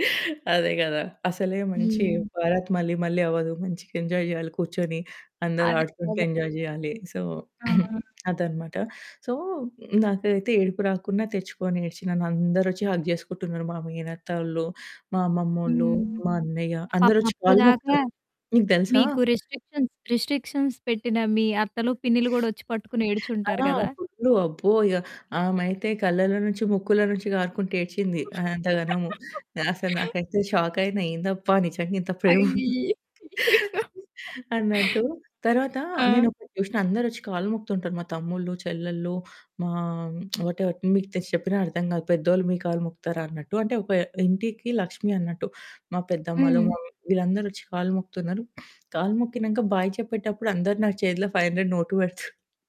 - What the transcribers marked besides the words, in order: other background noise; in Hindi: "బారాత్"; distorted speech; in English: "ఎంజాయ్"; in English: "ఎంజాయ్"; in English: "సో"; throat clearing; in English: "సో"; in English: "హగ్"; in English: "రిస్ట్రిక్షన్స్, రిస్ట్రిక్షన్స్"; laugh; giggle; laugh; lip smack; in English: "మమ్మీ"; in English: "బాయ్"; in English: "ఫైవ్ హండ్రెడ్"
- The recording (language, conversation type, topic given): Telugu, podcast, పెళ్లి వేడుకల్లో మీ ఇంటి రివాజులు ఏమిటి?